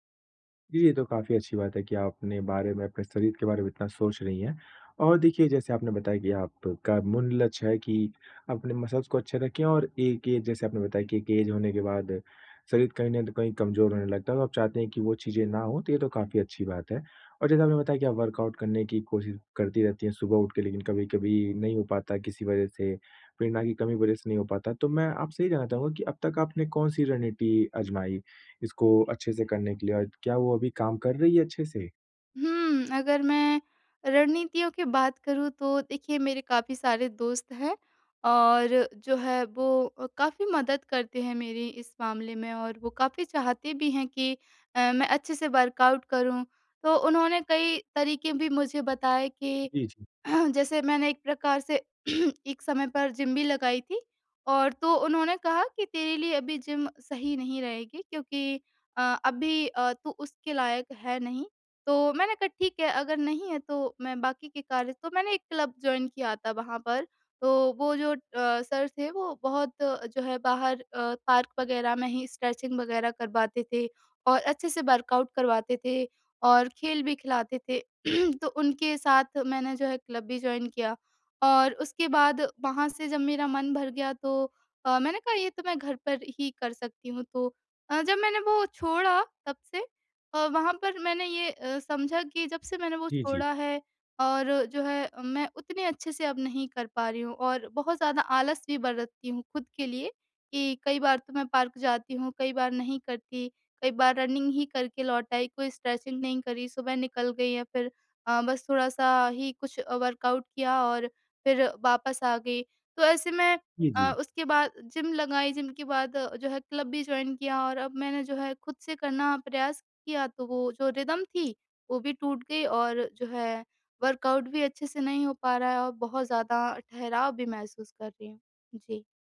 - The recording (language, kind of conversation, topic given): Hindi, advice, प्रदर्शन में ठहराव के बाद फिर से प्रेरणा कैसे पाएं?
- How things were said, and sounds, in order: in English: "मसल्स"; in English: "एज"; in English: "एज"; in English: "वर्कआउट"; in English: "वर्कआउट"; throat clearing; in English: "जॉइन"; in English: "पार्क"; in English: "स्ट्रेचिंग"; in English: "वर्कआउट"; throat clearing; in English: "जॉइन"; in English: "रनिंग"; in English: "स्ट्रेचिंग"; in English: "वर्कआउट"; in English: "जॉइन"; in English: "रिदम"; in English: "वर्कआउट"